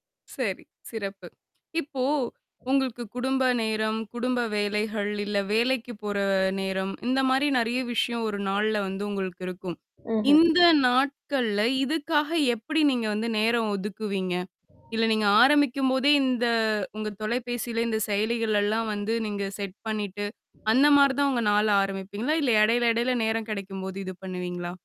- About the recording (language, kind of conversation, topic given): Tamil, podcast, உங்களுக்கு அதிகம் உதவிய உற்பத்தித் திறன் செயலிகள் எவை என்று சொல்ல முடியுமா?
- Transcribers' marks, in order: other background noise; other noise; distorted speech; static; tapping; in English: "செட்"